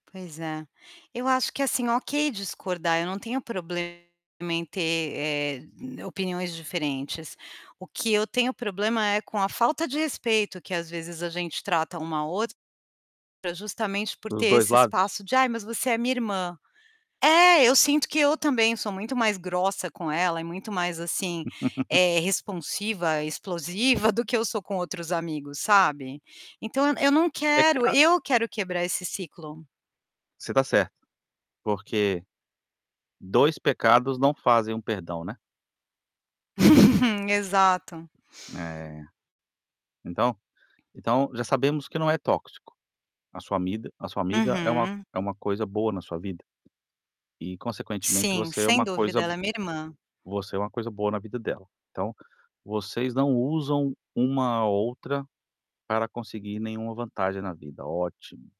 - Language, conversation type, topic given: Portuguese, advice, Você pode descrever uma discussão intensa que teve com um amigo próximo?
- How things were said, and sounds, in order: distorted speech; tapping; laugh; laugh; "amida" said as "amiga"; other background noise